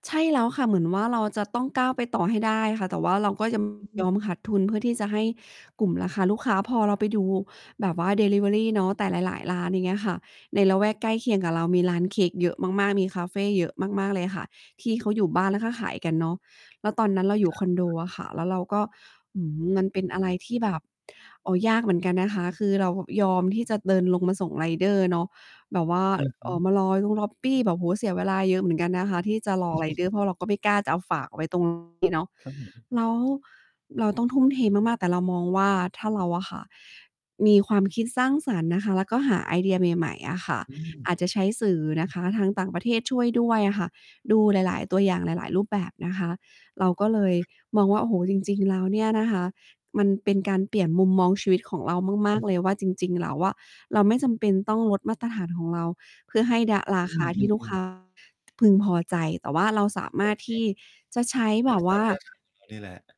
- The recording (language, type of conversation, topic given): Thai, podcast, คุณเคยมีประสบการณ์ที่ความคิดสร้างสรรค์ช่วยเปลี่ยนมุมมองชีวิตของคุณไหม?
- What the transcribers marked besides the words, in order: distorted speech; chuckle; other background noise; tapping